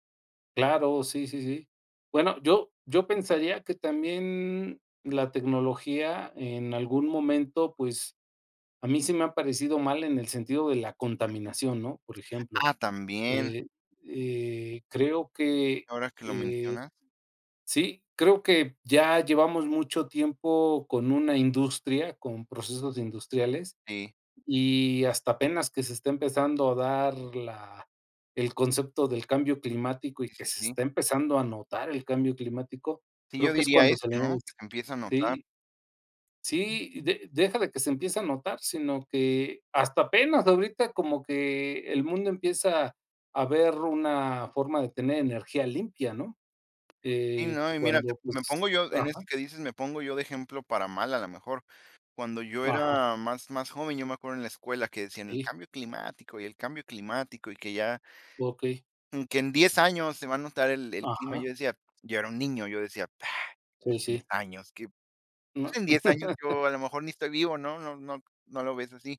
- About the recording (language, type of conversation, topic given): Spanish, unstructured, ¿Cómo crees que la tecnología ha mejorado tu vida diaria?
- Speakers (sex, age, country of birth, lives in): female, 20-24, Mexico, Mexico; male, 50-54, Mexico, Mexico
- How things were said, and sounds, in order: other background noise; chuckle